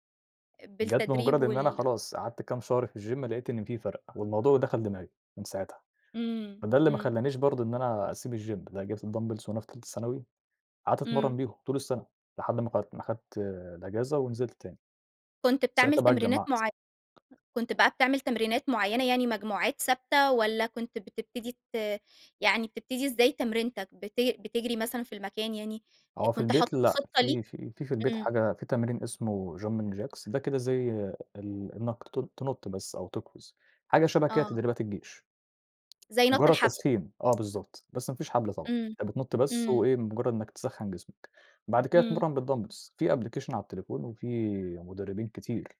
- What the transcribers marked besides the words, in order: in English: "الgym"; other background noise; in English: "الgym"; in English: "الدامبلز"; tapping; in English: "Jumping Jacks"; in English: "بالدامبلز"; in English: "application"
- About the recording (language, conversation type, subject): Arabic, podcast, إزاي بتحفّز نفسك إنك تلتزم بالتمرين؟